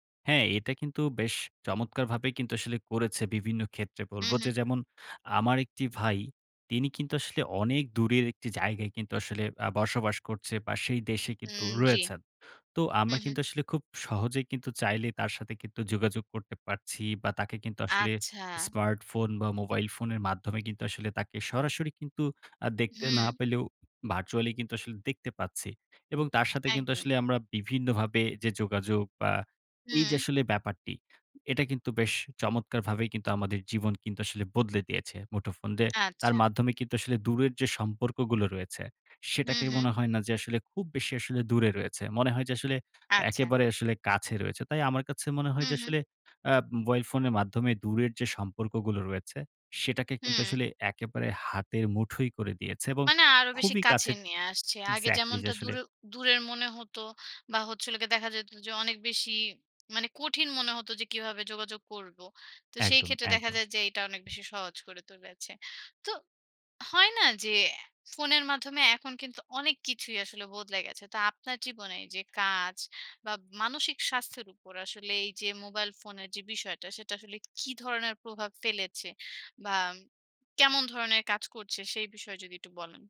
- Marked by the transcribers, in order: in English: "virtually"; in English: "exactly"; tapping; "গিয়ে" said as "গে"; "একটু" said as "এটু"
- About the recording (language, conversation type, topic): Bengali, podcast, তোমার ফোন জীবনকে কীভাবে বদলে দিয়েছে বলো তো?